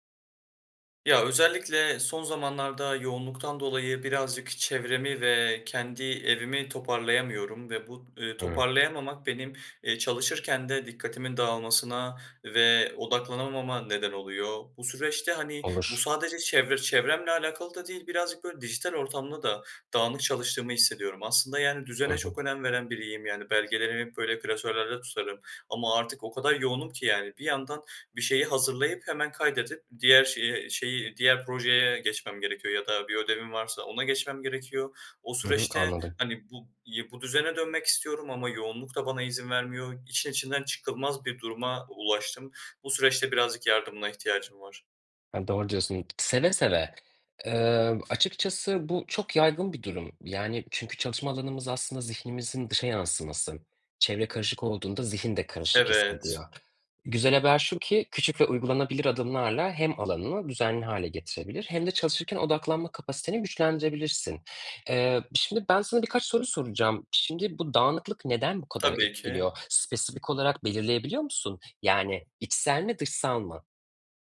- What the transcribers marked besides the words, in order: other background noise; tapping
- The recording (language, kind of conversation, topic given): Turkish, advice, Çalışma alanının dağınıklığı dikkatini ne zaman ve nasıl dağıtıyor?